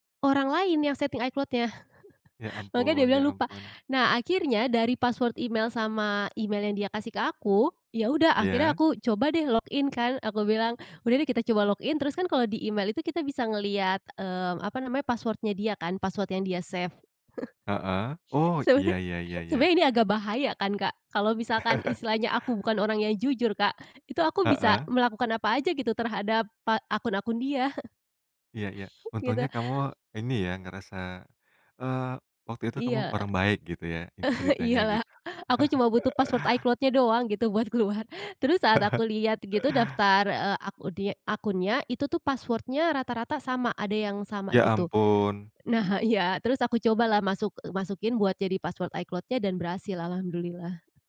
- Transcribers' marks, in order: chuckle; in English: "login"; in English: "login"; other noise; in English: "save"; chuckle; laughing while speaking: "Sebena"; chuckle; chuckle; other background noise; chuckle; laughing while speaking: "Iya lah"; chuckle; laughing while speaking: "buat keluar"; chuckle
- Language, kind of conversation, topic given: Indonesian, podcast, Ceritakan, hobi apa yang paling membuat waktumu terasa berharga?